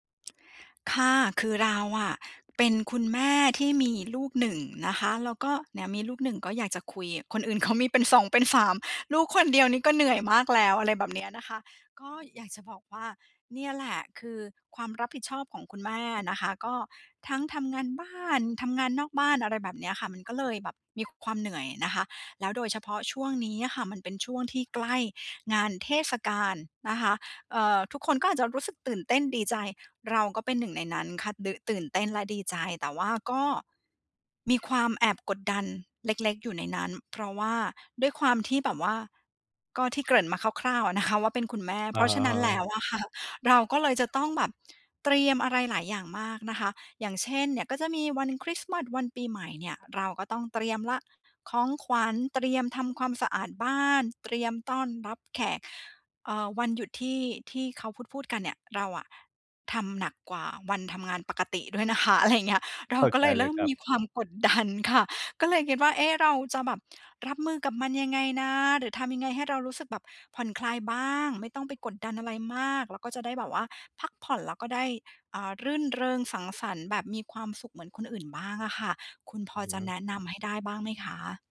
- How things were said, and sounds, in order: laughing while speaking: "เขามีเป็นเขามีเป็น สอง เป็น สาม ลูกคนเดียวนี่ก็เหนื่อยมากแล้ว"; laughing while speaking: "อะนะคะ"; laughing while speaking: "อะค่ะ"; laughing while speaking: "นะคะ อะไรอย่างเงี้ย"; laughing while speaking: "กดดันค่ะ"
- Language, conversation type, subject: Thai, advice, ฉันควรทำอย่างไรเมื่อวันหยุดทำให้ฉันรู้สึกเหนื่อยและกดดัน?